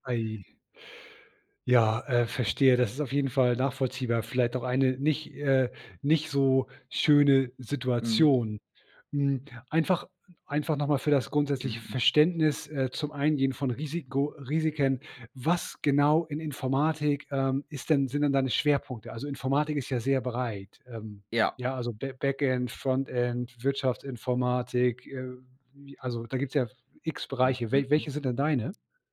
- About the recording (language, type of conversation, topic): German, podcast, Wann gehst du lieber ein Risiko ein, als auf Sicherheit zu setzen?
- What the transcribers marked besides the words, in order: other background noise